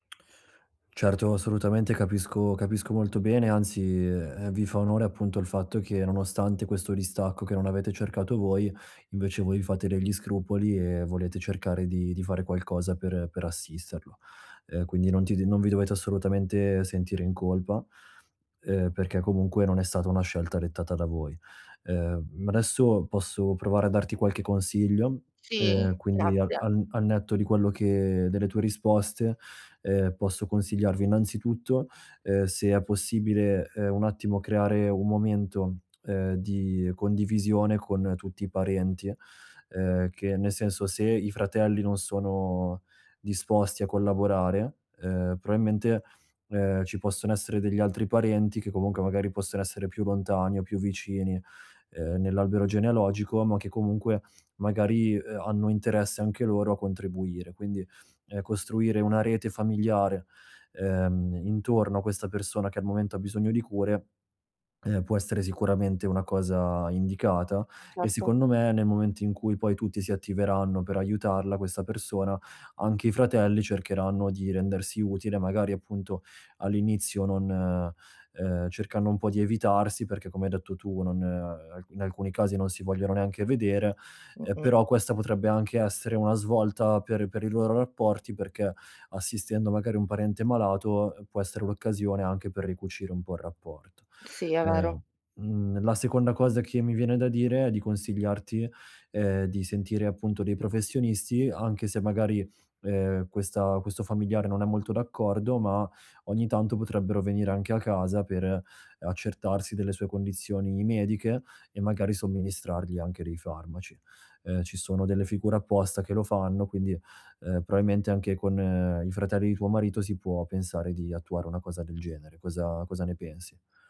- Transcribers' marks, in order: "probabilmente" said as "proailmente"; "probabilmente" said as "proailmente"
- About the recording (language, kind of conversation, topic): Italian, advice, Come possiamo chiarire e distribuire ruoli e responsabilità nella cura di un familiare malato?